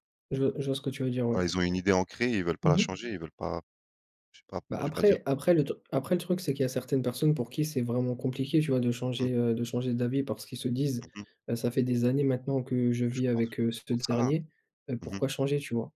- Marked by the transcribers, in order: other background noise
- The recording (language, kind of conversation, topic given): French, unstructured, Que penses-tu de la transparence des responsables politiques aujourd’hui ?
- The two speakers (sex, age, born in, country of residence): male, 30-34, France, France; male, 30-34, France, France